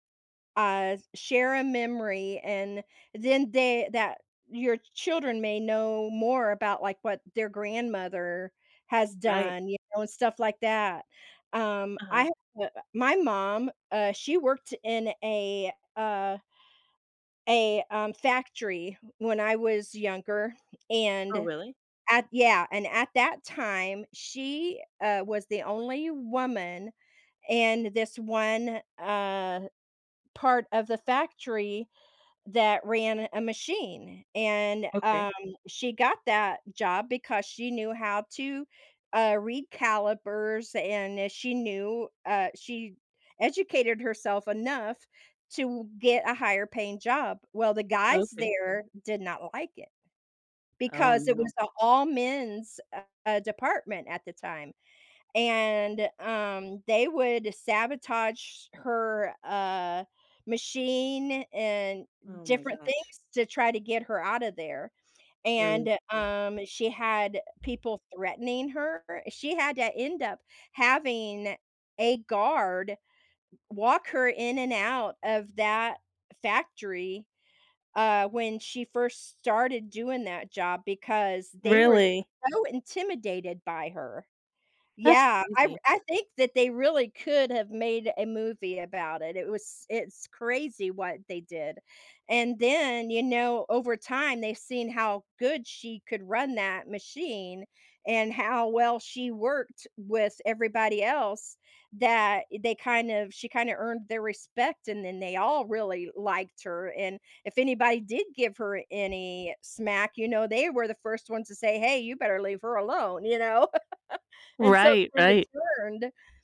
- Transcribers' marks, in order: tapping; background speech; other background noise; laugh
- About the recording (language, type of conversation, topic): English, unstructured, How does revisiting old memories change our current feelings?
- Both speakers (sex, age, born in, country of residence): female, 30-34, United States, United States; female, 60-64, United States, United States